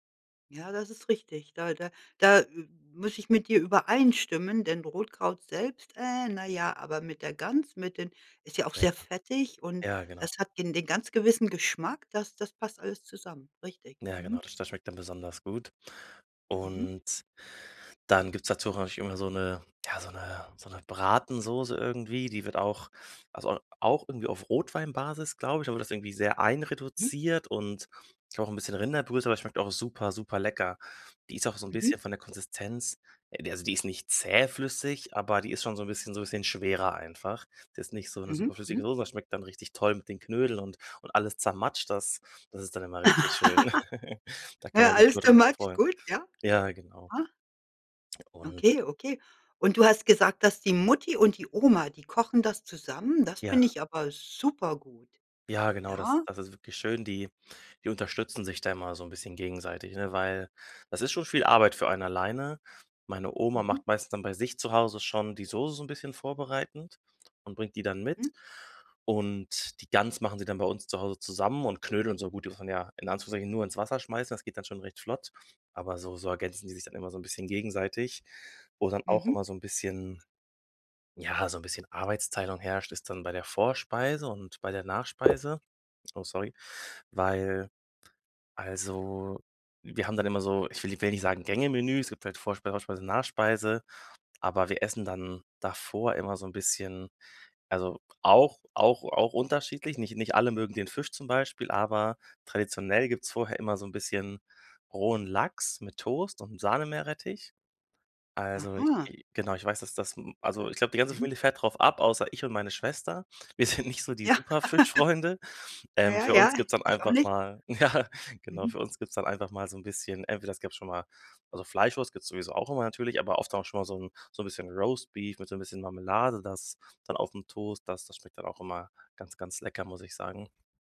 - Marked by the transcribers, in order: other noise; laugh; laughing while speaking: "Ja, alles too much, gut, ja"; in English: "too much"; chuckle; other background noise; laughing while speaking: "sind"; laughing while speaking: "Ja"; laugh; laughing while speaking: "ja"
- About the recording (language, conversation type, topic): German, podcast, Was verbindest du mit Festessen oder Familienrezepten?